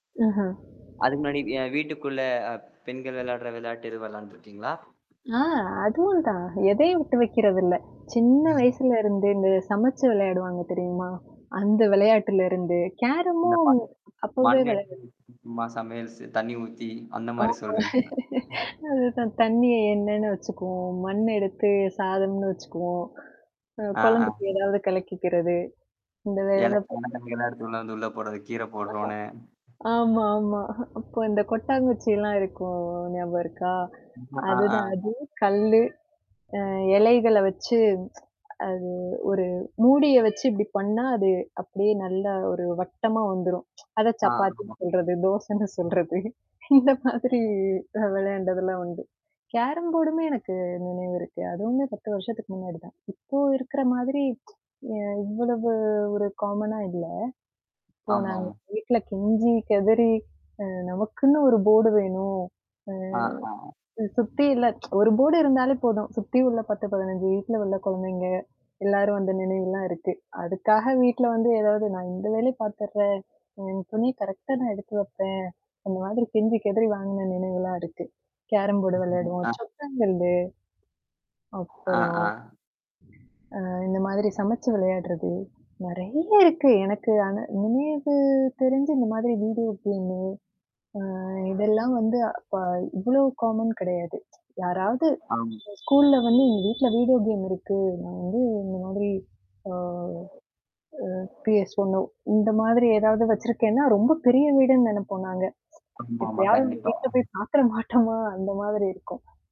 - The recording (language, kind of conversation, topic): Tamil, podcast, வீடியோ கேம்கள் இல்லாத காலத்தில் நீங்கள் விளையாடிய விளையாட்டுகளைப் பற்றிய நினைவுகள் உங்களுக்குள்ளதா?
- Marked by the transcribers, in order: static; mechanical hum; chuckle; distorted speech; laughing while speaking: "தண்ணி ஊத்தி, அந்த மாரி சொல்றீங்களா?"; laughing while speaking: "ஆமா"; horn; unintelligible speech; laughing while speaking: "ஆஹ. ஆமா, ஆமா"; tsk; other noise; tsk; laughing while speaking: "அத சப்பாத்தின்னு சொல்றது, தோசன்னு சொல்றது, இந்த மாதிரி அ விளையாண்டதெல்லாம் உண்டு"; in English: "கேரம் போர்டுமே"; tapping; in English: "காமனா"; in English: "போர்டு"; tsk; in English: "போர்டு"; in English: "கேரம் போர்டு"; in English: "காமன்"; tsk; tsk; laughing while speaking: "எப்பயாது வீட்ல போய் பாத்துற மாட்டோமா, அந்த மாதிரி இருக்கும்"